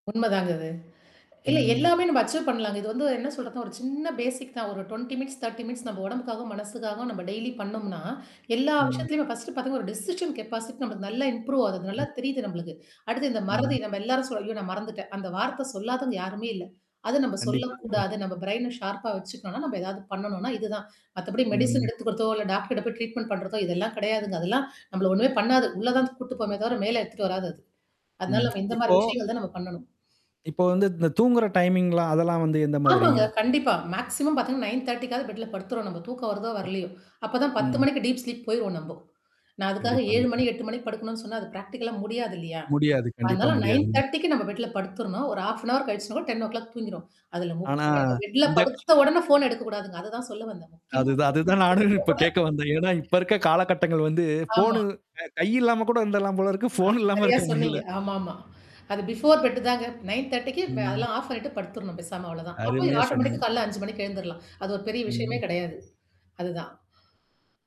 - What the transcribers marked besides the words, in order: background speech; static; in English: "அக்சப்"; drawn out: "ம்"; in English: "பேசிக்"; in English: "டுவென்டி மினிட்ஸ், தர்டி மினிட்ஸ்"; in English: "டெய்லி"; in English: "ஃபர்ஸ்ட்"; in English: "டெசிஷன் கெப்பாசிட்டி"; tapping; in English: "இம்ப்ரூவ்"; unintelligible speech; in English: "பிரைன ஷார்பா"; in English: "மெடிசின்"; mechanical hum; in English: "ட்ரீட்மெண்ட்"; in English: "டைமிங்லாம்"; in English: "மேக்ஸிமம்"; in English: "நைன் தர்டி"; in English: "டீப் ஸ்லிப்"; in English: "பிராக்டிகலா"; other background noise; in English: "நைன் தர்டி"; in English: "ஹாஃப்ன் ஹவர்"; in English: "டென் ஓ கிளாக்"; distorted speech; laughing while speaking: "அதுதான் அதுதான் நானு இப்ப கேட்க வந்தேன்"; laughing while speaking: "அ க கை இல்லாம கூட இருந்துறலாம் போல இருக்கு. ஃபோன் இல்லாம இருக்க முடியல"; in English: "பிஃபோர்"; in English: "நைன் தர்டி"; drawn out: "ம்"; in English: "ஆட்டோமேட்டிக்"
- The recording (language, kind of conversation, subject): Tamil, podcast, பணியில் முழுமையாக ஈடுபடும் நிலைக்குச் செல்ல உங்களுக்கு உதவும் ஒரு சிறிய தினசரி நடைமுறை ஏதும் உள்ளதா?